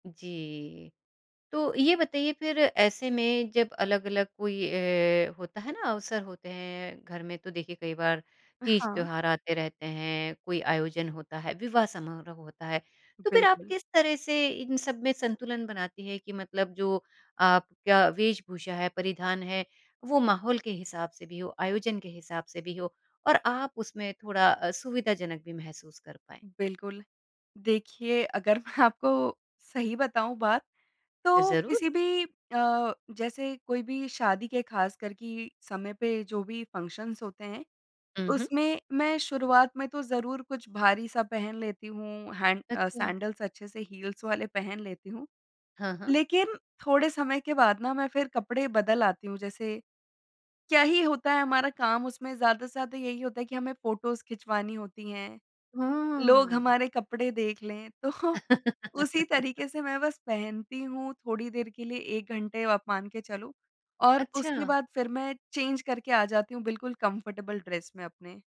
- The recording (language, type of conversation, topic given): Hindi, podcast, आराम और स्टाइल में से आप क्या चुनते हैं?
- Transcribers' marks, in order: laughing while speaking: "आपको"; in English: "फ़ंक्शन्स"; in English: "सैंडल्स"; in English: "हील्स"; laughing while speaking: "वाले"; in English: "फ़ोटोज़"; laughing while speaking: "तो"; laugh; in English: "चेंज़"; in English: "कंफर्टेबल ड्रेस"